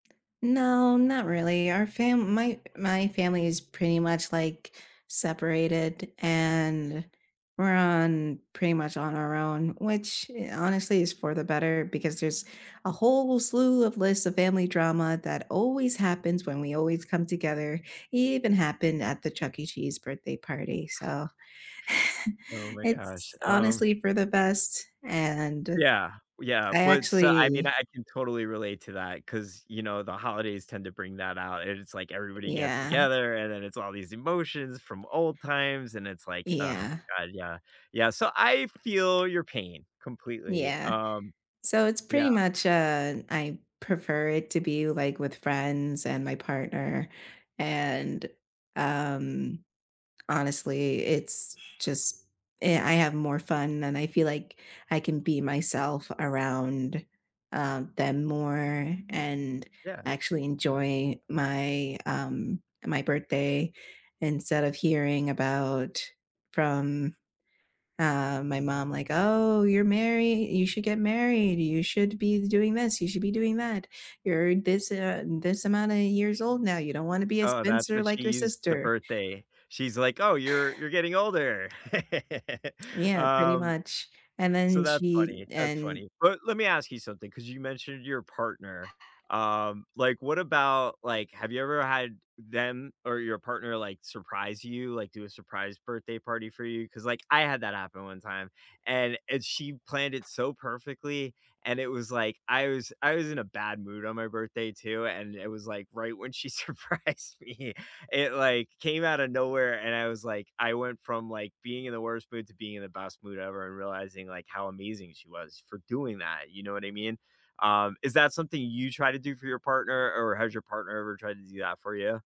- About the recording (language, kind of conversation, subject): English, unstructured, How have your birthday traditions changed over the years, and which memories matter most?
- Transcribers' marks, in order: stressed: "whole slew"; chuckle; tapping; other background noise; sigh; chuckle; laughing while speaking: "she surprised me"